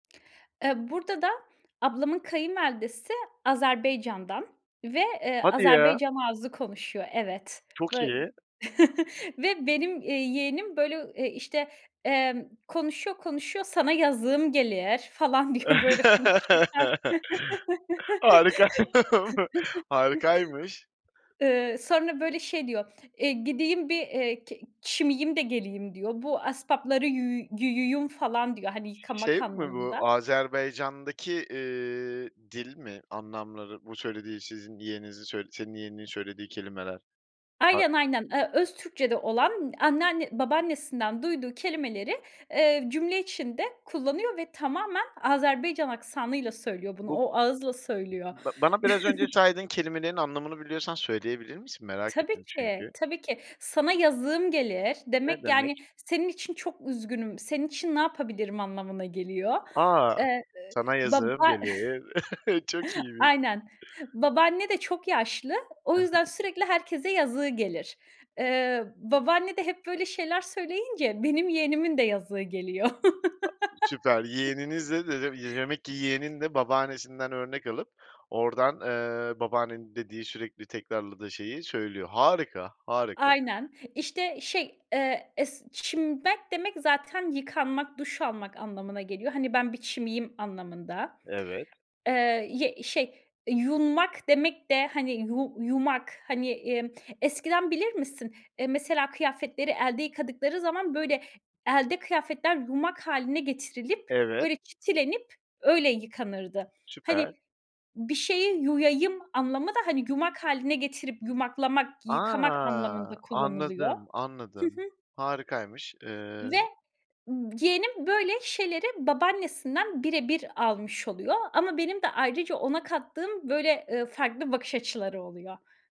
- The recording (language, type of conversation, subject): Turkish, podcast, Lehçeni yeni nesile nasıl aktarırsın?
- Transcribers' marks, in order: tapping; other background noise; chuckle; put-on voice: "Sana yazığım gelir"; laugh; laughing while speaking: "Harikaymı"; chuckle; chuckle; put-on voice: "Sana yazığım gelir"; put-on voice: "Sana yazığım gelir"; chuckle; chuckle